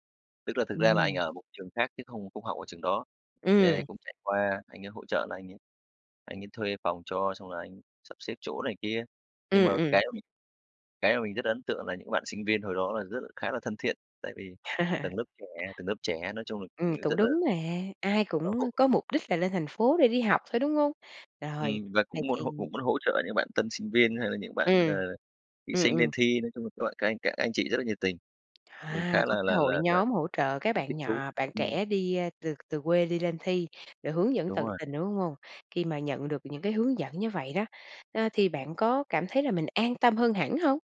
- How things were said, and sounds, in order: laugh; other background noise; tapping; horn
- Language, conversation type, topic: Vietnamese, podcast, Trải nghiệm rời quê lên thành phố của bạn thế nào?
- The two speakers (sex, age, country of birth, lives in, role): female, 45-49, Vietnam, Vietnam, host; male, 35-39, Vietnam, Vietnam, guest